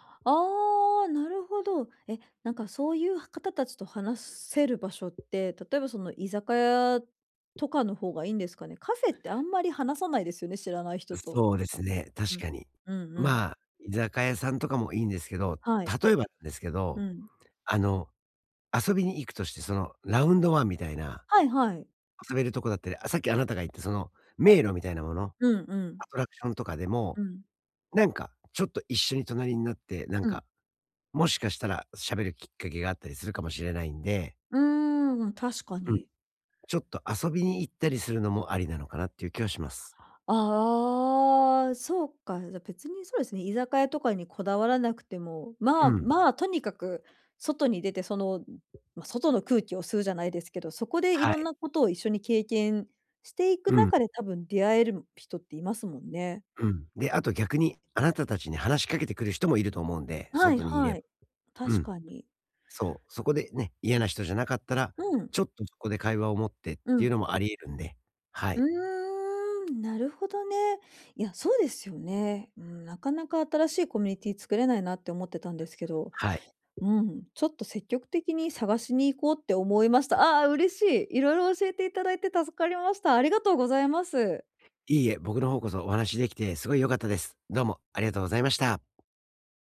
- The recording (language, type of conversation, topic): Japanese, advice, 新しい場所でどうすれば自分の居場所を作れますか？
- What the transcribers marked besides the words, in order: joyful: "ああ、なるほど"; tapping; drawn out: "ああ"; joyful: "ああ、嬉しい。色々教えて … うございます"; other background noise